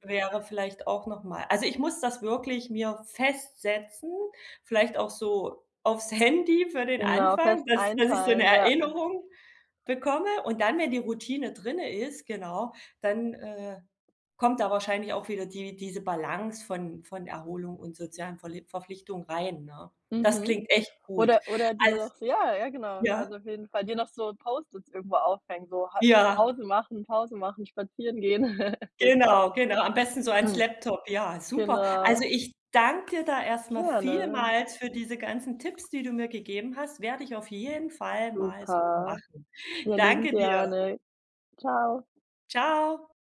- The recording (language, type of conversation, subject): German, advice, Wie finde ich ein Gleichgewicht zwischen Erholung und sozialen Verpflichtungen?
- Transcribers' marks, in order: laughing while speaking: "Handy"; laugh; other background noise; throat clearing